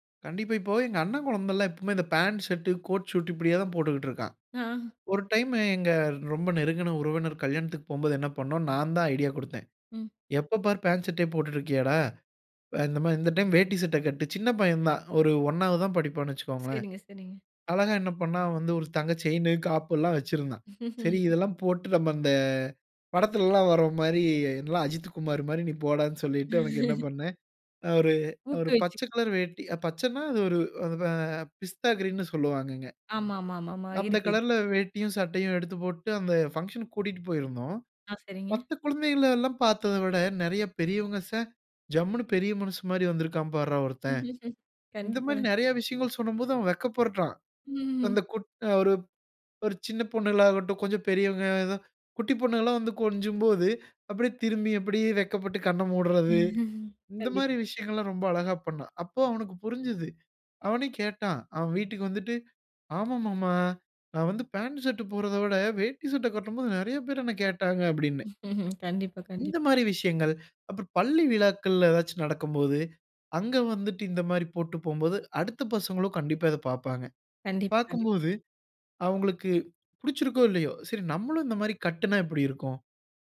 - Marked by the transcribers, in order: laugh; laugh; in English: "பிஸ்தா கிரீன்னு"; laugh; laugh; laugh; tapping
- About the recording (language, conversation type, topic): Tamil, podcast, குழந்தைகளுக்கு கலாச்சார உடை அணியும் மரபை நீங்கள் எப்படி அறிமுகப்படுத்துகிறீர்கள்?